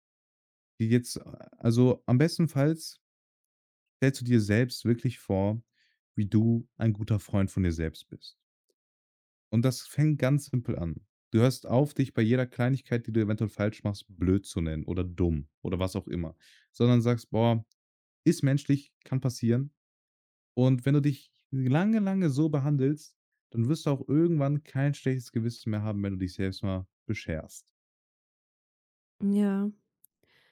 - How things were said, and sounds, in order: other background noise
- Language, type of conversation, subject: German, advice, Warum habe ich bei kleinen Ausgaben während eines Sparplans Schuldgefühle?